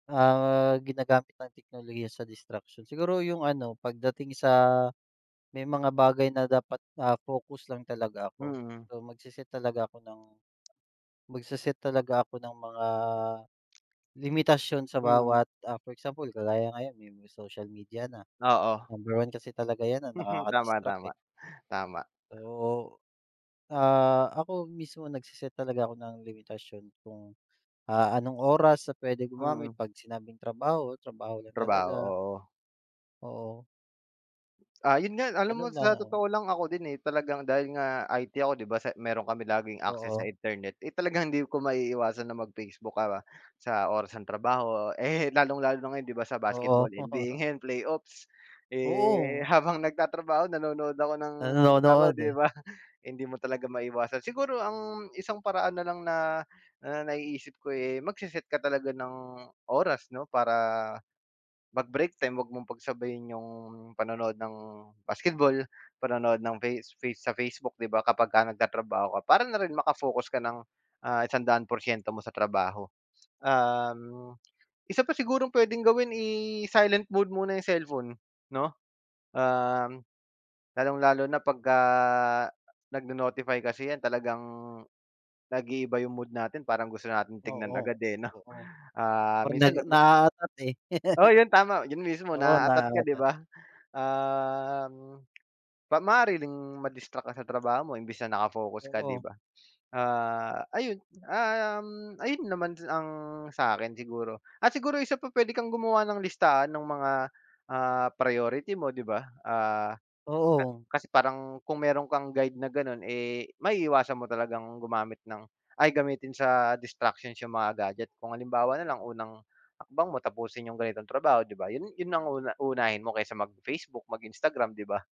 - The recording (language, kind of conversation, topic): Filipino, unstructured, Paano makatutulong ang teknolohiya para mapadali ang trabaho?
- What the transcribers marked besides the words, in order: laugh; laugh; other background noise; laugh; drawn out: "Um"; tapping